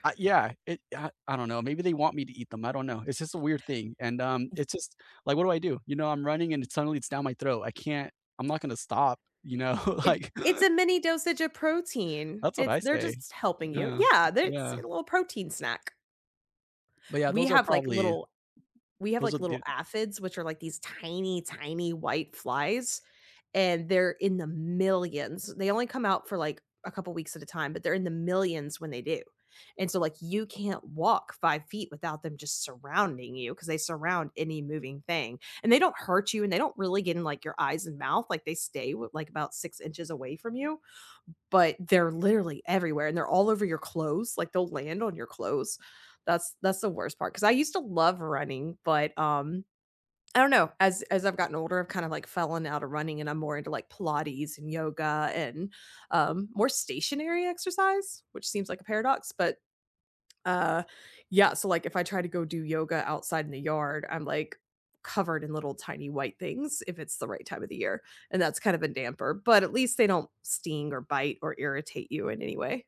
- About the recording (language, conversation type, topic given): English, unstructured, How does being in nature or getting fresh air improve your mood?
- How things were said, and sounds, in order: other noise; laughing while speaking: "you know?"; chuckle; other background noise; tapping